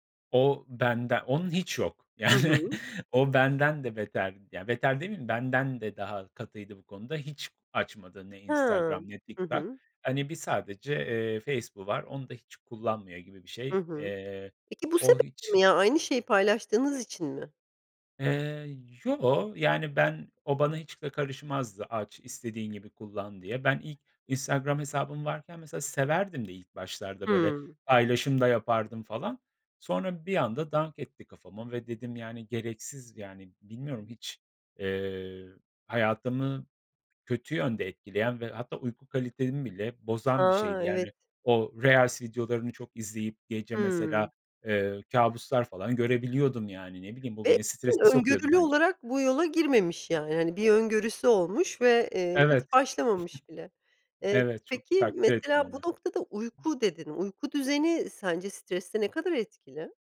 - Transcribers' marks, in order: laughing while speaking: "yani"; tapping; other background noise; in English: "reels"; unintelligible speech
- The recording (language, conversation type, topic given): Turkish, podcast, Stresle başa çıkarken kullandığın yöntemler neler?